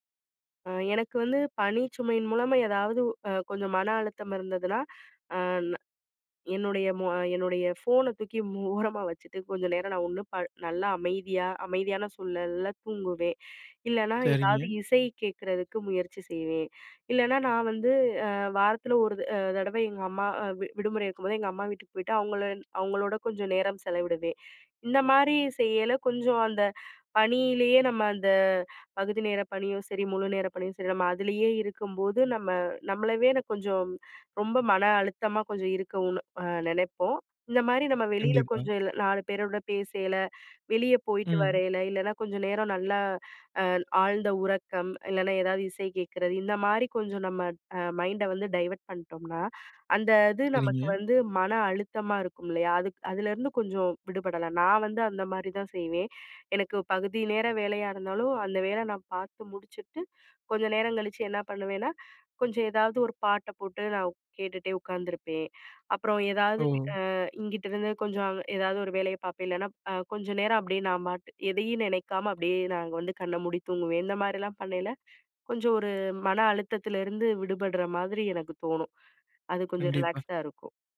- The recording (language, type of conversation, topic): Tamil, podcast, வேலைத் தேர்வு காலத்தில் குடும்பத்தின் அழுத்தத்தை நீங்கள் எப்படி சமாளிப்பீர்கள்?
- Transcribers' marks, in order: laughing while speaking: "மூ ஓரமா வச்சுட்டு"; "நம்மளவே" said as "நம்மளவேனு"; "இருக்கோம்னு" said as "இருக்கவும்னு"; in English: "டைவர்ட்"; tapping; trusting: "இந்த மாரிலாம் பண்ணயில, கொஞ்சம் ஒரு … கொஞ்சம் ரிலாக்ஸ்டா இருக்கும்"; horn